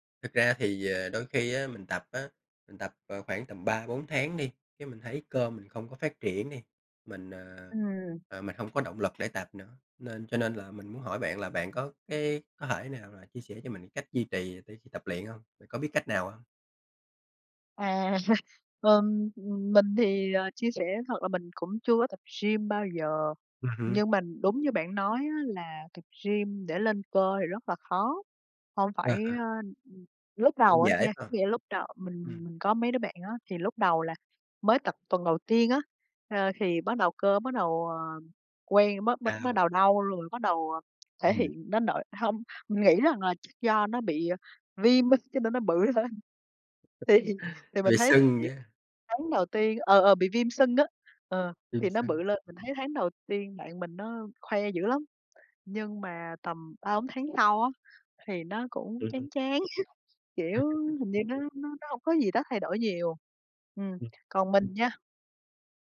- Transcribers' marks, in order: tapping; laughing while speaking: "À"; laughing while speaking: "bự hơn. Thì"; other background noise; chuckle; laughing while speaking: "chán"; chuckle; unintelligible speech
- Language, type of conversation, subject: Vietnamese, unstructured, Bạn có thể chia sẻ cách bạn duy trì động lực khi tập luyện không?